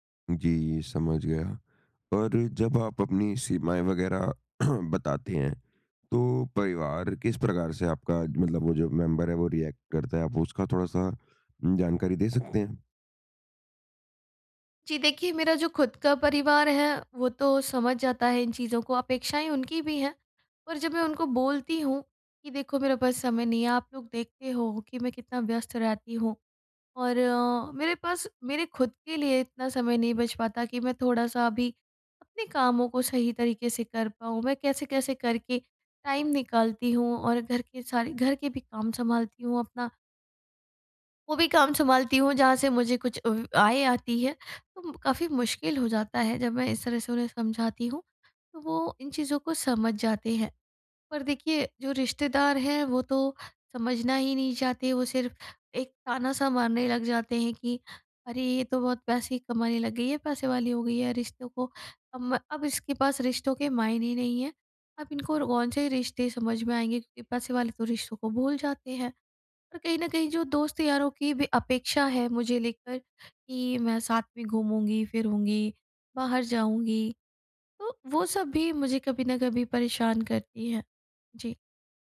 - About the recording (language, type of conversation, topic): Hindi, advice, परिवार में स्वस्थ सीमाएँ कैसे तय करूँ और बनाए रखूँ?
- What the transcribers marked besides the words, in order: throat clearing; in English: "मेंबर"; in English: "रिएक्ट"; other background noise; tapping; in English: "टाइम"